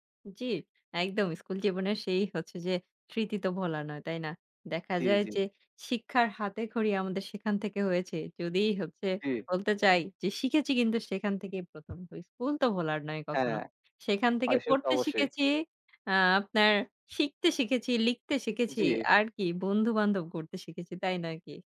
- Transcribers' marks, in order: tapping; "হয়" said as "অয়"
- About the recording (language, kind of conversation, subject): Bengali, unstructured, শিক্ষা কেন আমাদের জীবনের জন্য গুরুত্বপূর্ণ?